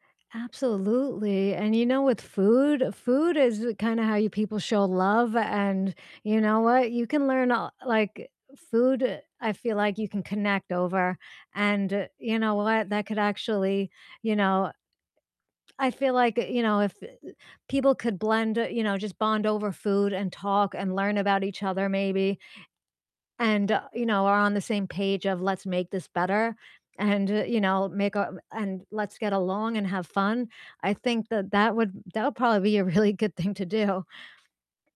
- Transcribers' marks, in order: tapping; laughing while speaking: "a really good thing to do"
- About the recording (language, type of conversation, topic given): English, unstructured, How can people from different backgrounds get along?